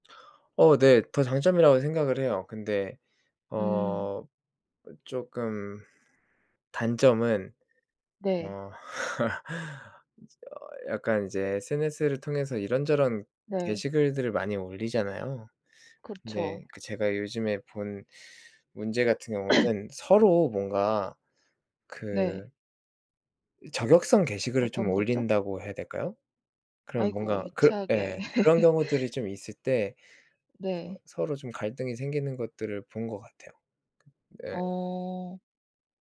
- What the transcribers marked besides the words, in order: laugh; cough; laugh; other background noise
- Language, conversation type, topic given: Korean, unstructured, SNS가 우리 사회에 어떤 영향을 미친다고 생각하시나요?